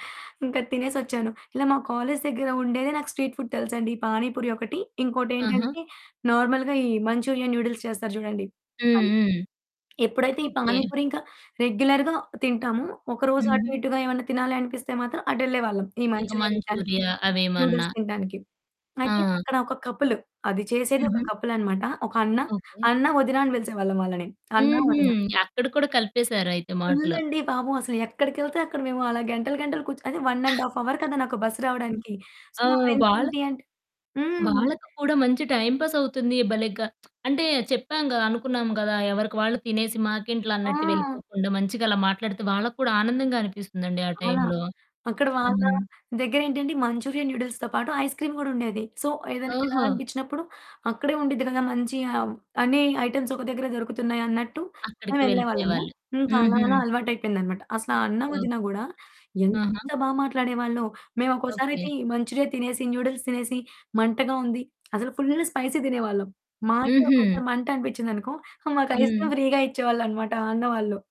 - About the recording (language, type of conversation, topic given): Telugu, podcast, వీధి ఆహార విక్రేతతో మీ సంభాషణలు కాలక్రమంలో ఎలా మారాయి?
- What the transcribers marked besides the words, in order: in English: "స్ట్రీట్ ఫుడ్"; in English: "నార్మల్‌గా"; distorted speech; in English: "రెగ్యులర్‌గా"; giggle; in English: "వన్ అండ్ హాఫ్ అవర్"; in English: "సో"; in English: "ఫ్రెండ్స్"; in English: "టైమ్ పాస్"; lip smack; in English: "ఐస్ క్రీమ్"; in English: "సో"; in English: "ఐటెమ్స్"; other background noise; in English: "స్పైసీ"; in English: "ఐస్ క్రీమ్ ఫ్రీగా"